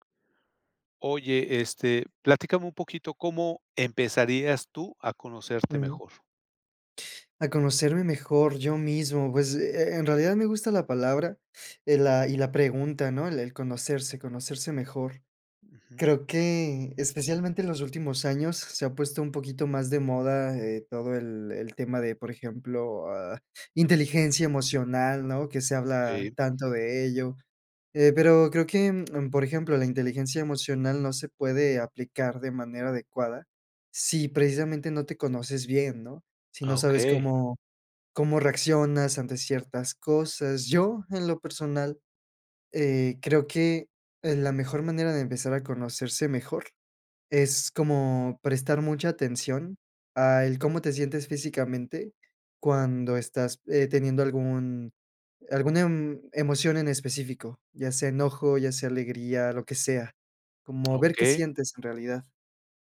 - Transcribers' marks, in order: tapping
- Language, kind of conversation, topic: Spanish, podcast, ¿Cómo empezarías a conocerte mejor?